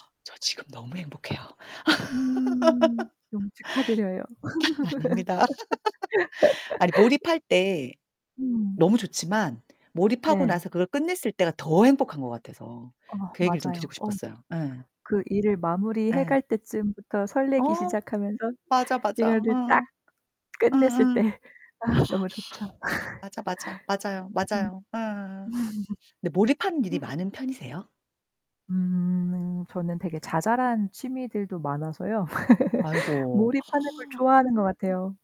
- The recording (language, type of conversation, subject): Korean, unstructured, 좋아하는 일에 몰입할 때 기분이 어떤가요?
- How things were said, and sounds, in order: other background noise; laugh; laughing while speaking: "아 아닙니다"; laugh; laugh; gasp; laugh; distorted speech; laugh; tapping; laugh; gasp